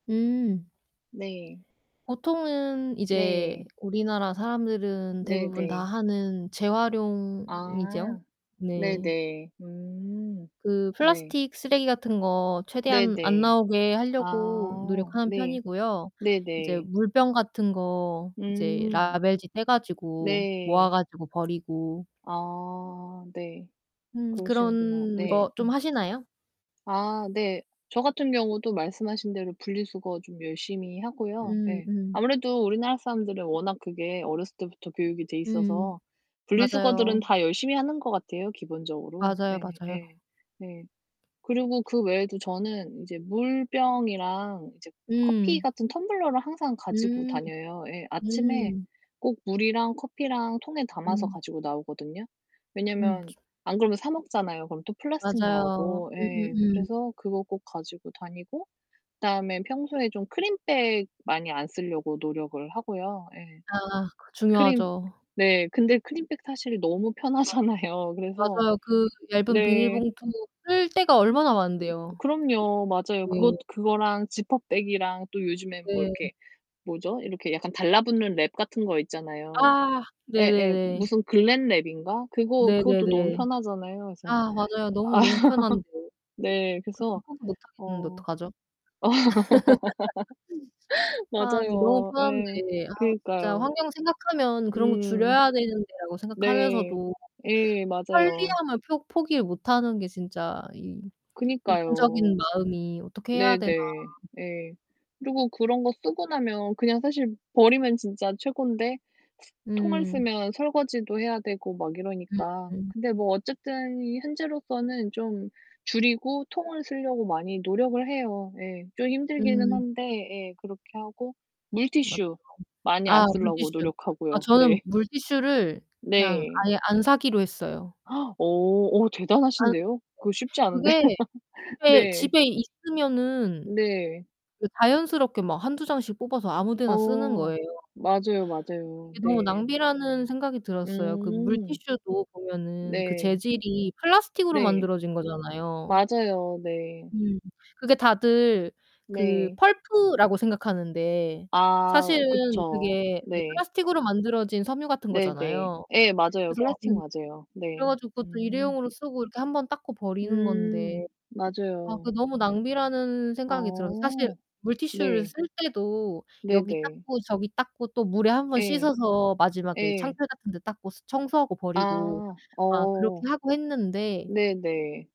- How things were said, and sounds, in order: other background noise; tapping; distorted speech; laughing while speaking: "편하잖아요"; laughing while speaking: "아"; laugh; gasp; laugh
- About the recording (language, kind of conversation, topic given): Korean, unstructured, 환경 문제에 대해 어떤 생각을 가지고 계신가요?